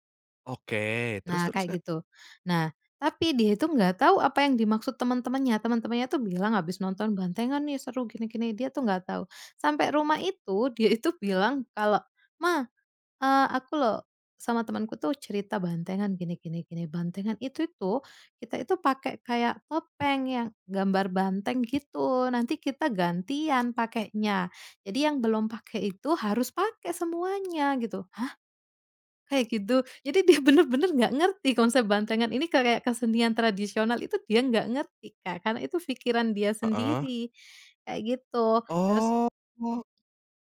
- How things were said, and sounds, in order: laughing while speaking: "dia bener-bener"; drawn out: "Oh"
- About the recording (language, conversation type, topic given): Indonesian, podcast, Bagaimana kalian mengatur waktu layar gawai di rumah?